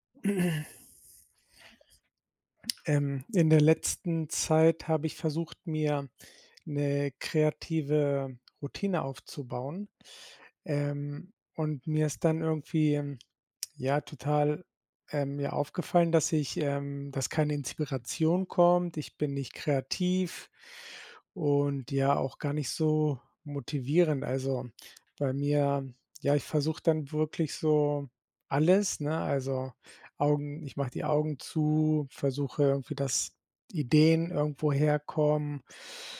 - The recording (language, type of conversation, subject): German, advice, Wie kann ich eine kreative Routine aufbauen, auch wenn Inspiration nur selten kommt?
- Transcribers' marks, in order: throat clearing